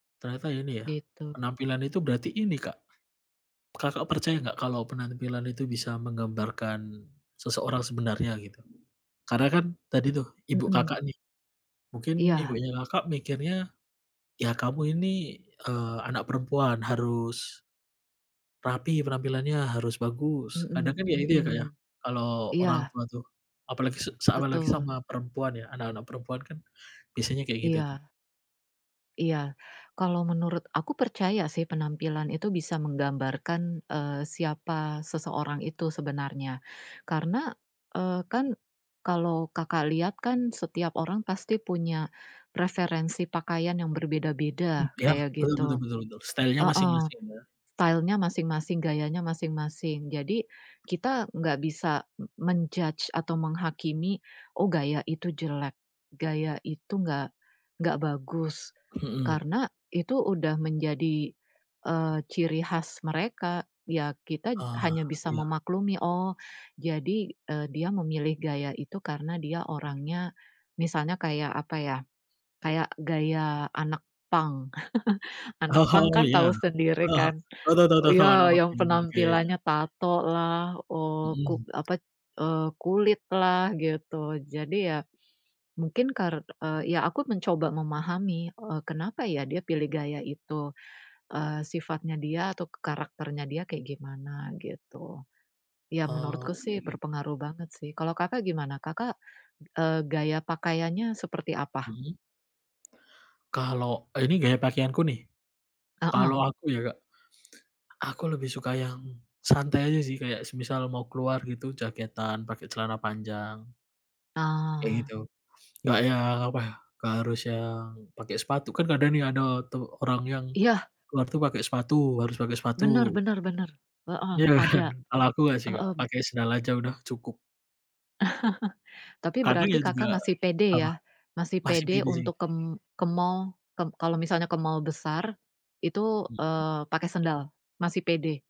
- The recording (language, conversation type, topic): Indonesian, unstructured, Apa yang kamu rasakan ketika orang menilai seseorang hanya dari penampilan?
- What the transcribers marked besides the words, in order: other background noise; in English: "style-nya"; in English: "Style-nya"; in English: "men-judge"; chuckle; laughing while speaking: "Oh"; chuckle; tapping; laughing while speaking: "Iya kan"; chuckle